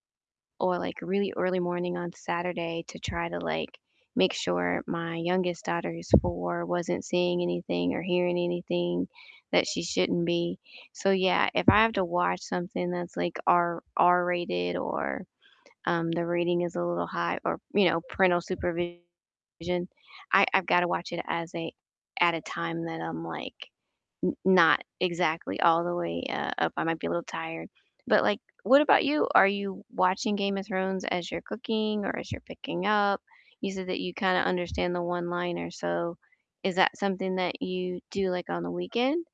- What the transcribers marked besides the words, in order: distorted speech
- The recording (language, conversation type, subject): English, unstructured, What comfort shows do you put on in the background, and why are they your cozy go-tos?
- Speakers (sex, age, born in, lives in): female, 50-54, United States, United States; male, 60-64, United States, United States